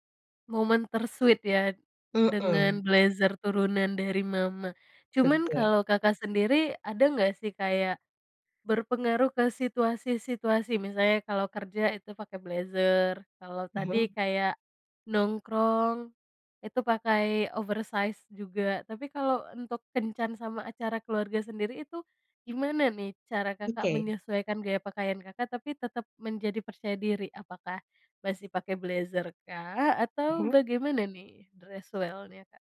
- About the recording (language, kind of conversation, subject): Indonesian, podcast, Gaya pakaian seperti apa yang paling membuatmu merasa percaya diri?
- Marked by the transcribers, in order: in English: "ter-sweet"; in English: "oversize"; in English: "Dress well-nya"